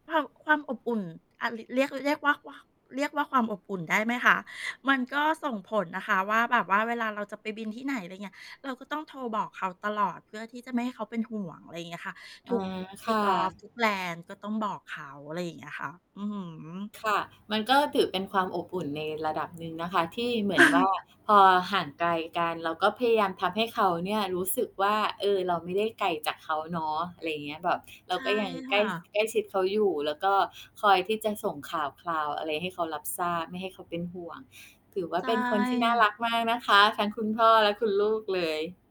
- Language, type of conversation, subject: Thai, podcast, บ้านในวัยเด็กของคุณอบอุ่นหรือเครียดมากกว่ากัน?
- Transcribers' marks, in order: mechanical hum; distorted speech; static; in English: "Take off"; in English: "Land"; chuckle